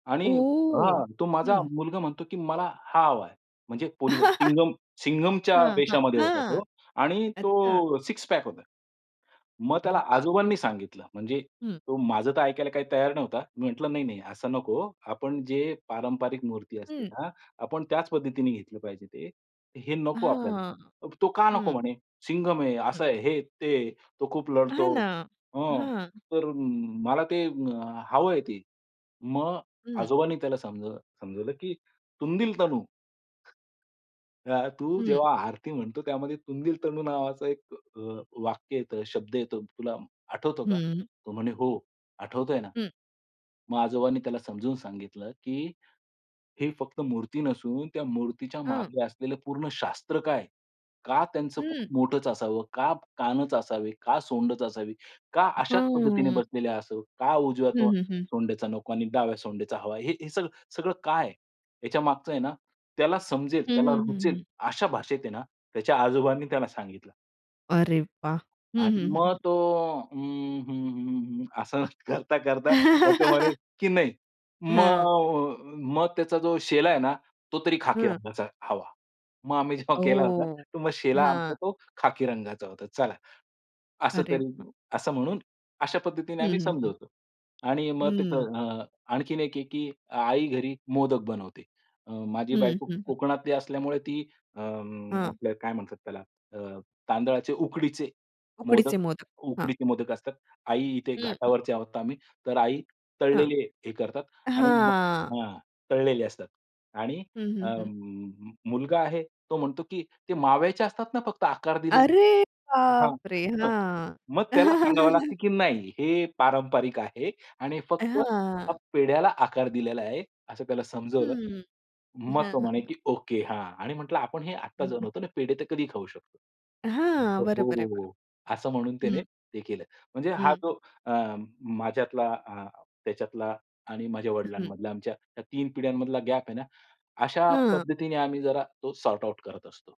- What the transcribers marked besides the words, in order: surprised: "ओह!"; laugh; tapping; drawn out: "हं"; laughing while speaking: "असं करता-करता"; laugh; chuckle; put-on voice: "अरे बापरे!"; laugh; in English: "सॉर्ट-आउट"
- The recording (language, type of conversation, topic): Marathi, podcast, तुम्ही कुटुंबातील सण-उत्सव कसे साजरे करता?